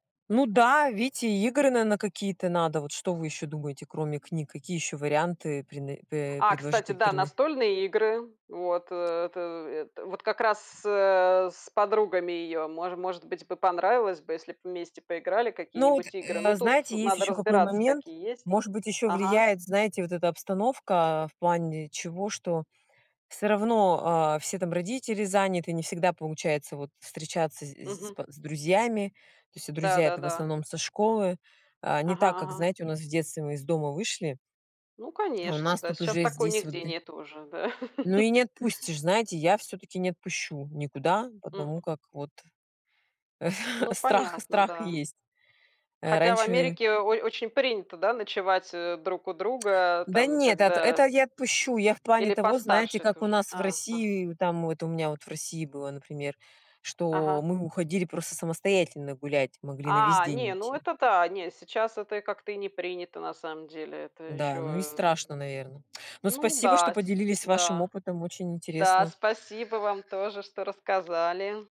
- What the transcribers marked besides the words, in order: tapping; chuckle; chuckle; other background noise
- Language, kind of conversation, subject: Russian, unstructured, Как вы считаете, стоит ли ограничивать время, которое дети проводят за гаджетами?